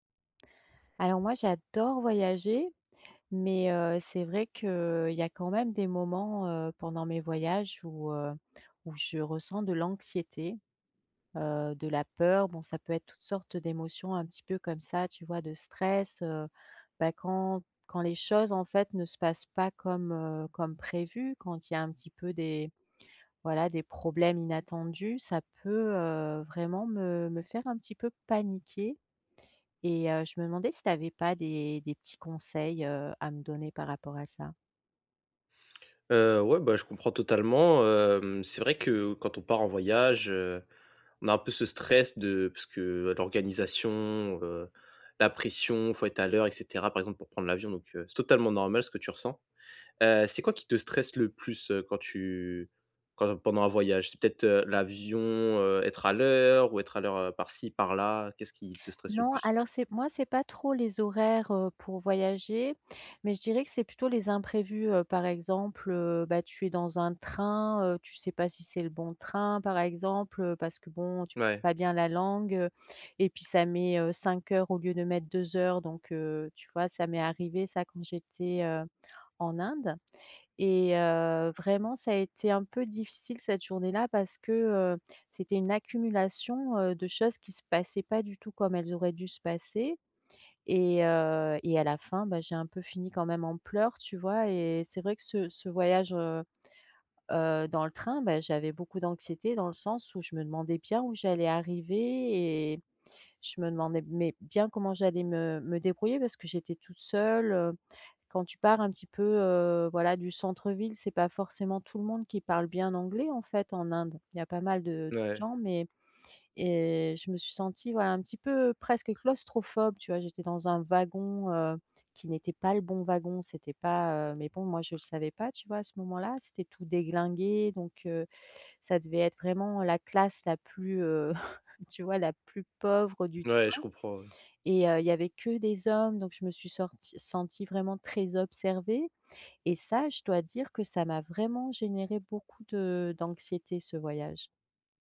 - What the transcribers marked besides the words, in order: stressed: "paniquer"; chuckle; laughing while speaking: "Mouais"
- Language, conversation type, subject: French, advice, Comment puis-je réduire mon anxiété liée aux voyages ?